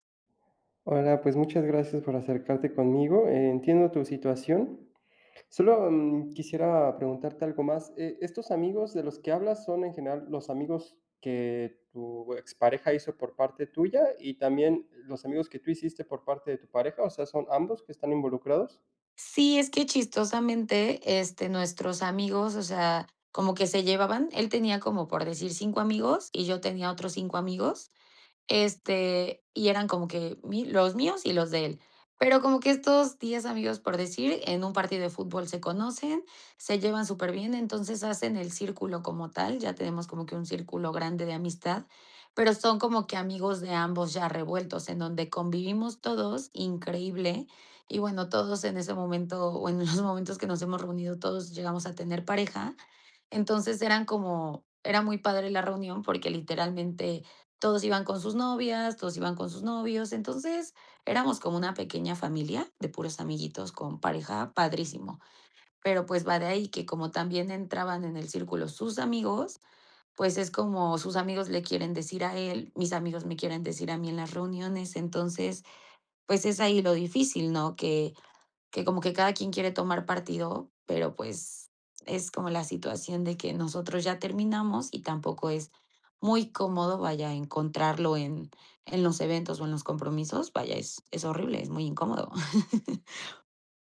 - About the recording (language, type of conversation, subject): Spanish, advice, ¿Cómo puedo lidiar con las amistades en común que toman partido después de una ruptura?
- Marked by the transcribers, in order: laughing while speaking: "bueno"; chuckle